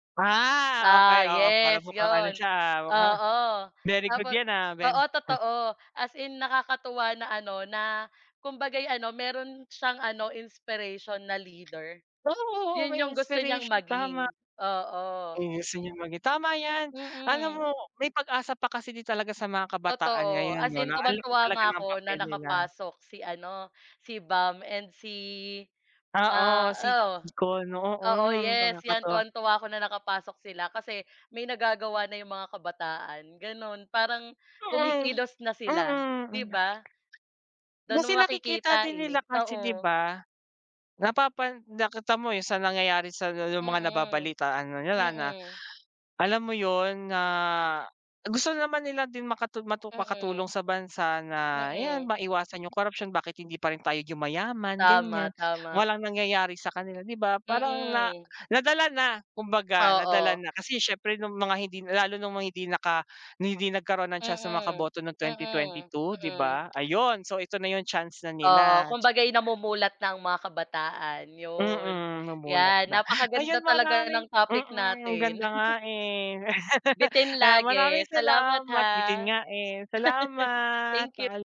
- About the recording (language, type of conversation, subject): Filipino, unstructured, Paano mo tinitingnan ang papel ng kabataan sa politika?
- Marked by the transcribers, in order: chuckle; unintelligible speech; chuckle; chuckle